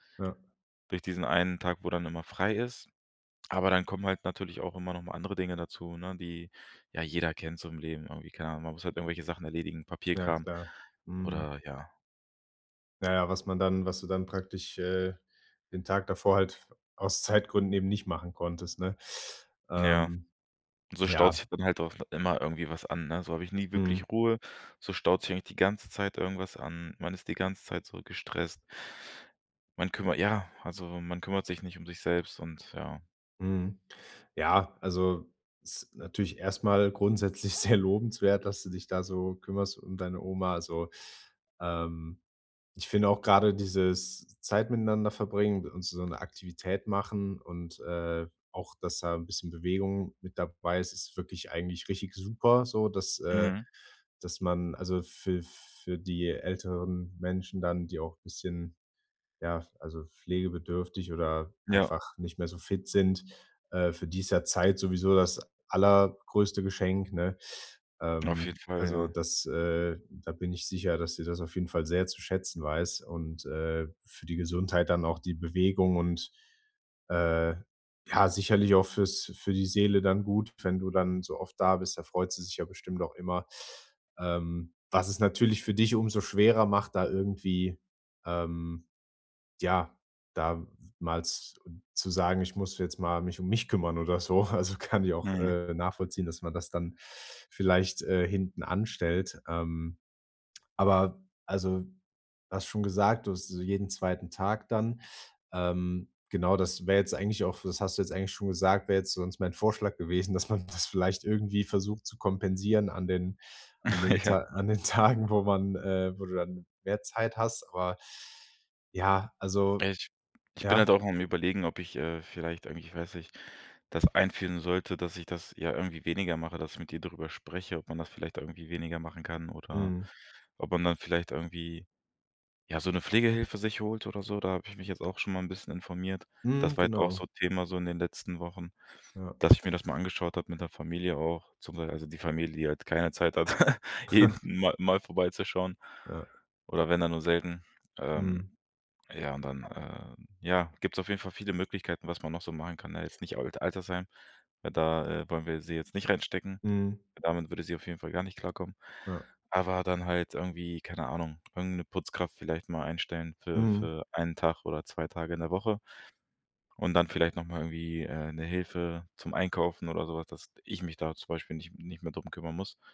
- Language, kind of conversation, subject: German, advice, Wie kann ich nach der Trennung gesunde Grenzen setzen und Selbstfürsorge in meinen Alltag integrieren?
- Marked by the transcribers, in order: other background noise; laughing while speaking: "sehr"; laughing while speaking: "Also, kann"; laughing while speaking: "dass man das"; laughing while speaking: "Ja"; laughing while speaking: "Tagen"; chuckle